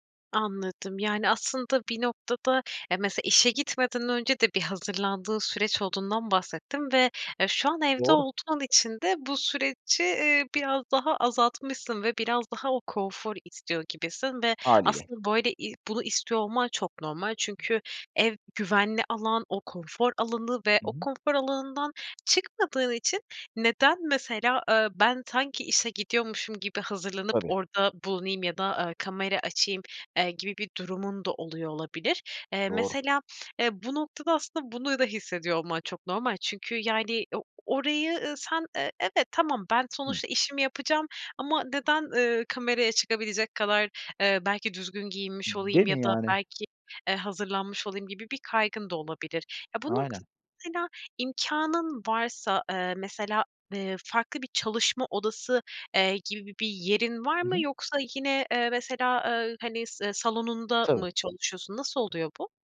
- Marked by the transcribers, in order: tapping; other background noise
- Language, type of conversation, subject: Turkish, advice, Evde veya işte sınır koymakta neden zorlanıyorsunuz?